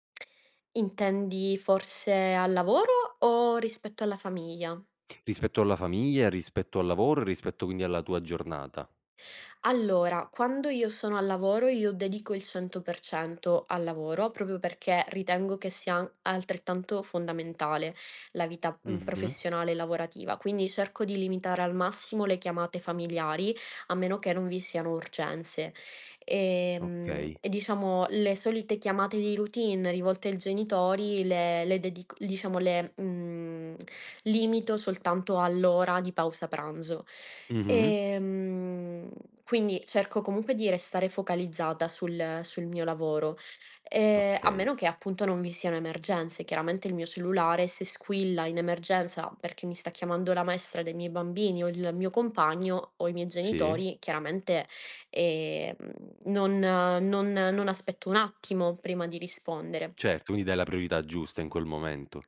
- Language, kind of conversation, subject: Italian, podcast, Come bilanci lavoro e vita familiare nelle giornate piene?
- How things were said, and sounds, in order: "proprio" said as "propio"